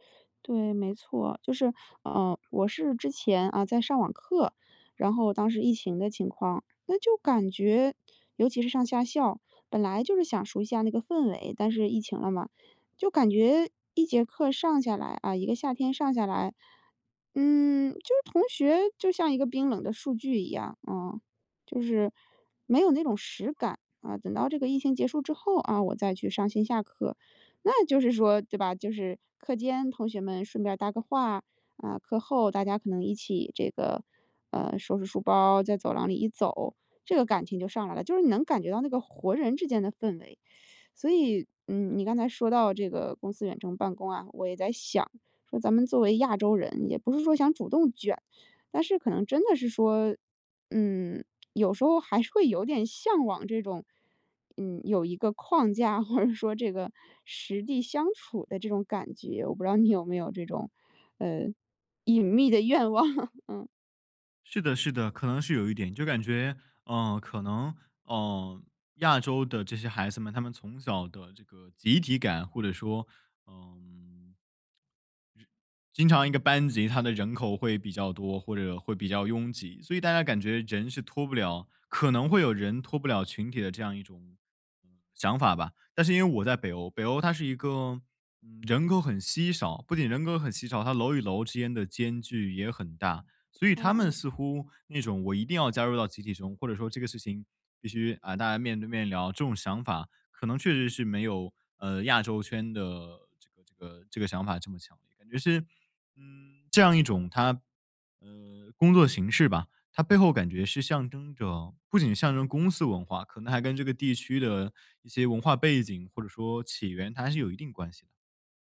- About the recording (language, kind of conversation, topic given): Chinese, podcast, 远程工作会如何影响公司文化？
- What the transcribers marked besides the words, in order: teeth sucking; laughing while speaking: "或者说这个"; laughing while speaking: "隐秘的愿望"; other background noise